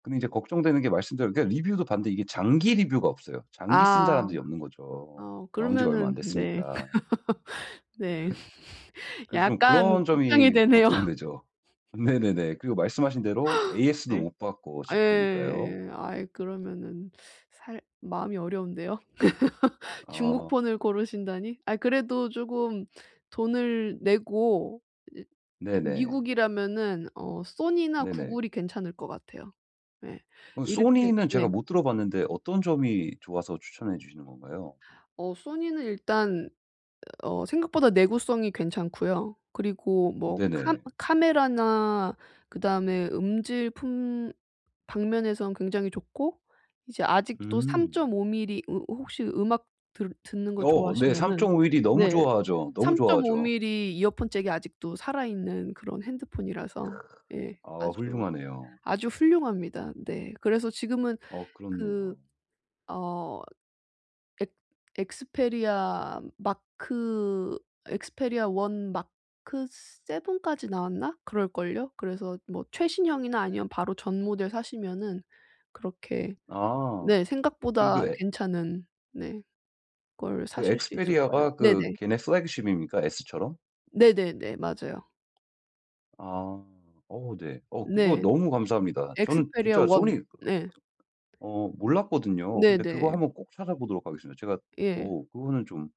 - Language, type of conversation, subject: Korean, advice, 쇼핑할 때 선택지가 너무 많아서 무엇을 사야 할지 모르겠을 때 어떻게 결정하면 좋을까요?
- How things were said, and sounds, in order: laugh; laughing while speaking: "걱정되죠. 네네네"; teeth sucking; laugh; other noise; other background noise; put-on voice: "flagship입니까?"; in English: "flagship입니까?"